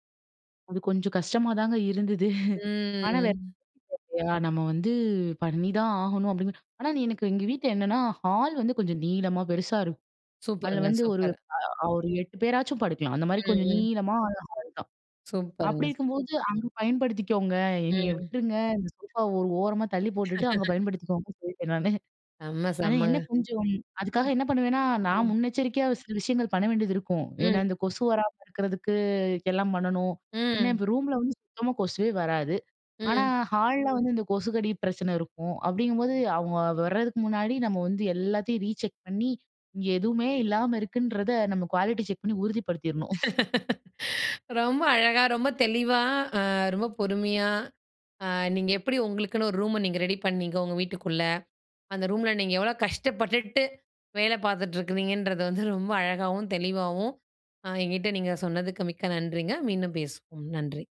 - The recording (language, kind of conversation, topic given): Tamil, podcast, வீட்டை உங்களுக்கு ஏற்றபடி எப்படி ஒழுங்குபடுத்தி அமைப்பீர்கள்?
- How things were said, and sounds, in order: chuckle; drawn out: "ம்"; in English: "ஹால்"; in English: "சோஃபாவ"; laugh; in English: "ரீசெக்"; in English: "குவாலிட்டி செக்"; laugh; chuckle